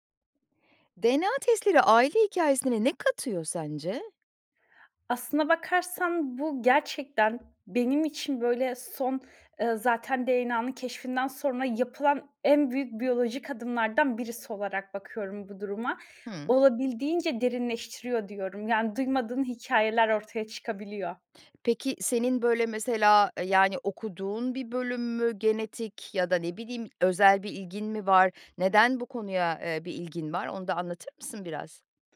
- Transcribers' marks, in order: other background noise
- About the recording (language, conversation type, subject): Turkish, podcast, DNA testleri aile hikâyesine nasıl katkı sağlar?